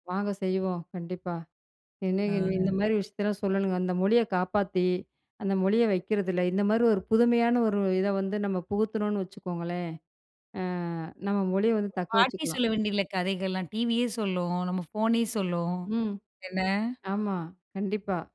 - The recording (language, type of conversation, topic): Tamil, podcast, மொழியை கைவிடாமல் பேணிப் பாதுகாத்தால், உங்கள் மரபை காக்க அது உதவுமா?
- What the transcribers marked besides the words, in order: other noise